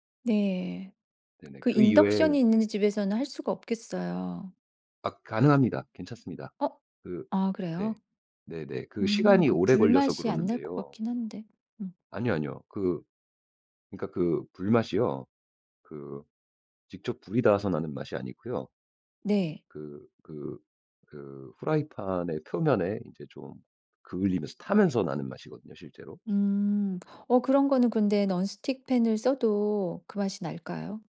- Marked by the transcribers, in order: "프라이팬" said as "후라이판"; put-on voice: "논 스틱 팬을"; in English: "논 스틱 팬을"
- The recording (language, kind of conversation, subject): Korean, podcast, 냉장고에 남은 재료로 무엇을 만들 수 있을까요?